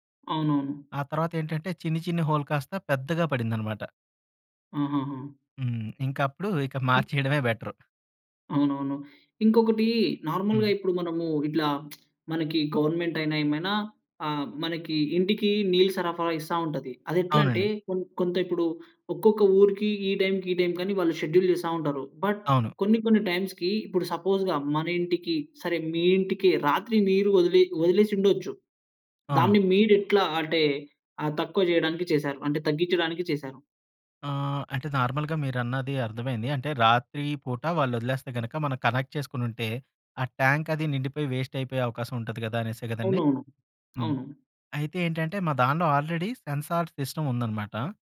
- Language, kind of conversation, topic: Telugu, podcast, ఇంట్లో నీటిని ఆదా చేసి వాడడానికి ఏ చిట్కాలు పాటించాలి?
- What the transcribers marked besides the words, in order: in English: "హోల్"; in English: "బెటర్"; in English: "నార్మల్‌గా"; lip smack; in English: "గవర్నమెంట్"; in English: "టైంకి"; in English: "టైంకి"; in English: "షెడ్యూల్"; in English: "బట్"; in English: "టైమ్స్‌కి"; in English: "సపోస్‌గా"; in English: "నార్మల్‌గా"; in English: "కనెక్ట్"; in English: "ట్యాంక్"; in English: "వేస్ట్"; in English: "ఆల్రెడీ సెన్సార్ సిస్టమ్"